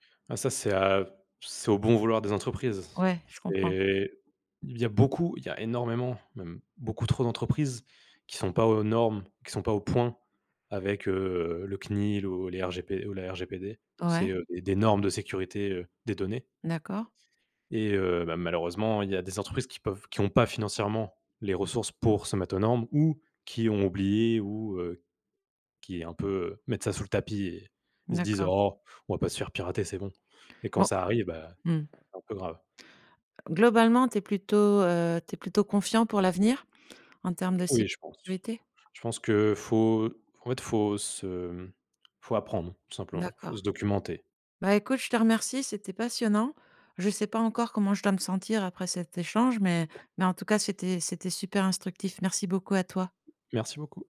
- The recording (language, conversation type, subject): French, podcast, Comment la vie privée peut-elle résister à l’exploitation de nos données personnelles ?
- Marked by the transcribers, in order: other background noise; tapping; stressed: "ou"; chuckle